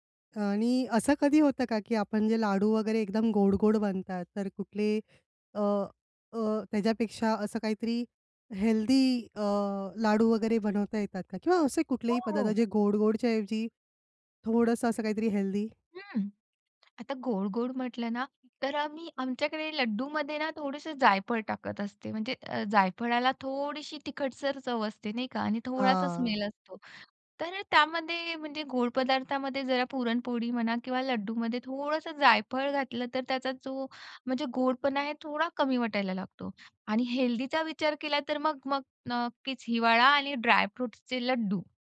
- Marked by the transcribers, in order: tapping; other background noise; in English: "स्मेल"; in English: "ड्रायफ्रुट्सचे"
- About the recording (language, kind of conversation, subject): Marathi, podcast, विशेष सणांमध्ये कोणते अन्न आवर्जून बनवले जाते आणि त्यामागचे कारण काय असते?